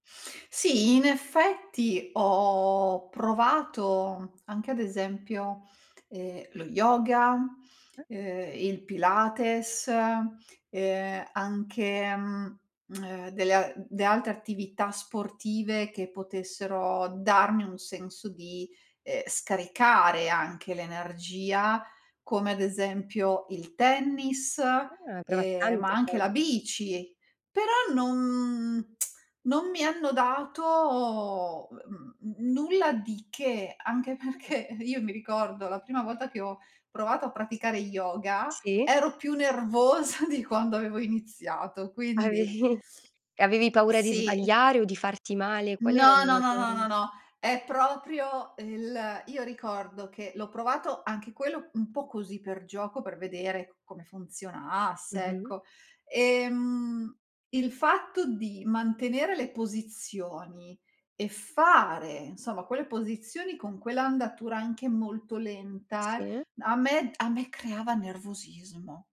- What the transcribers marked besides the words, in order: unintelligible speech; tsk; "delle" said as "dee"; tsk; drawn out: "dato"; laughing while speaking: "perché"; laughing while speaking: "nervosa"; laughing while speaking: "Avevi"; other background noise; "insomma" said as "nsoma"; tapping
- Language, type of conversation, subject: Italian, podcast, Che hobby ti aiuta a staccare dallo stress?